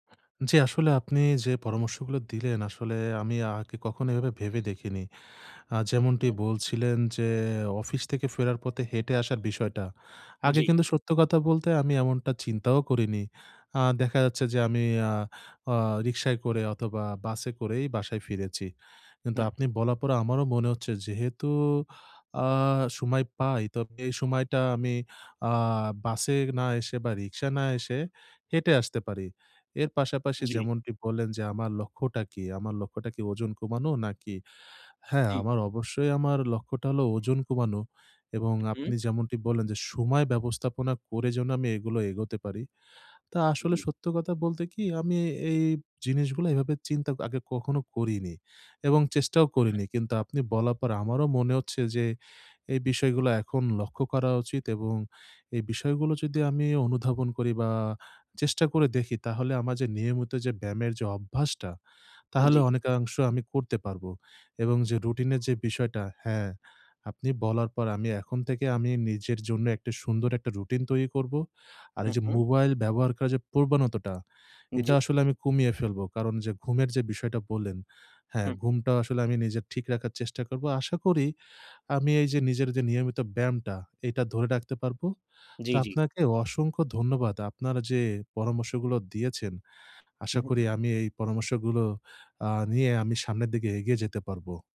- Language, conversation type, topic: Bengali, advice, ব্যায়ামে নিয়মিত থাকার সহজ কৌশল
- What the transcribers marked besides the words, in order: other background noise